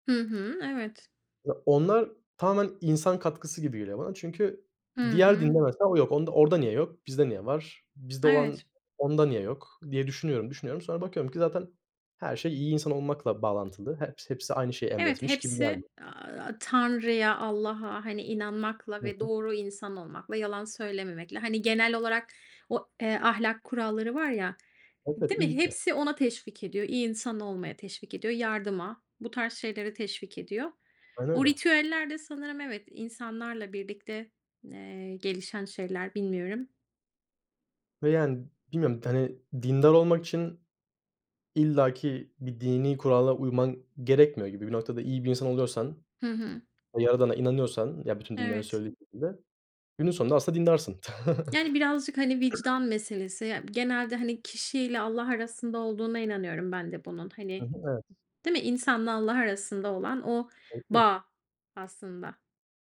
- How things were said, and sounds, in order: other background noise; tapping; unintelligible speech; chuckle; other noise; unintelligible speech
- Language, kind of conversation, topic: Turkish, unstructured, Hayatında öğrendiğin en ilginç bilgi neydi?